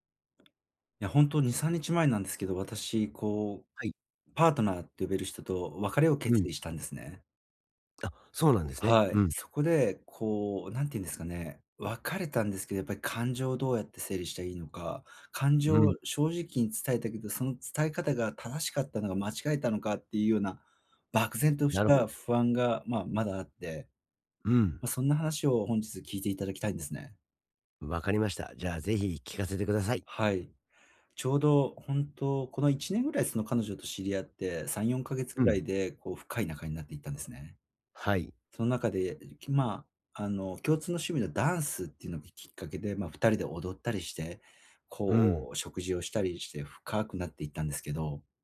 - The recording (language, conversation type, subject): Japanese, advice, 別れの後、新しい関係で感情を正直に伝えるにはどうすればいいですか？
- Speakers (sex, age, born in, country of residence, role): male, 40-44, Japan, Japan, user; male, 45-49, Japan, United States, advisor
- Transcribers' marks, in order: tapping; "本当" said as "こんとう"; unintelligible speech